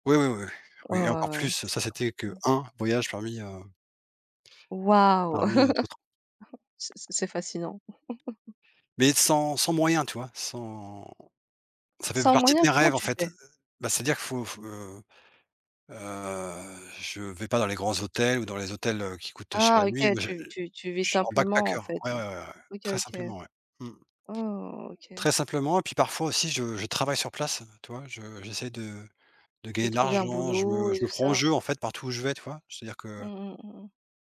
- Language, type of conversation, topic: French, unstructured, Quels sont tes rêves les plus fous pour l’avenir ?
- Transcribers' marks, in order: tapping; laugh; laugh; drawn out: "Sans"; other background noise; in English: "backpacker"